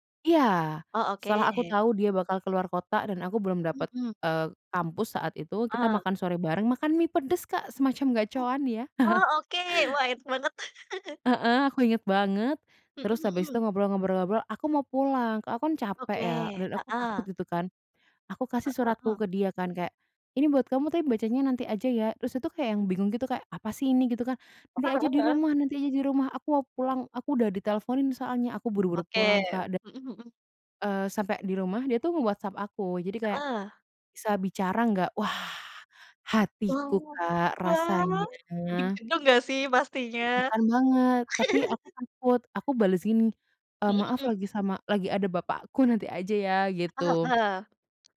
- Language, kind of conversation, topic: Indonesian, unstructured, Pernahkah kamu melakukan sesuatu yang nekat demi cinta?
- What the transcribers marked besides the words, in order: other noise; chuckle; laugh; giggle; tapping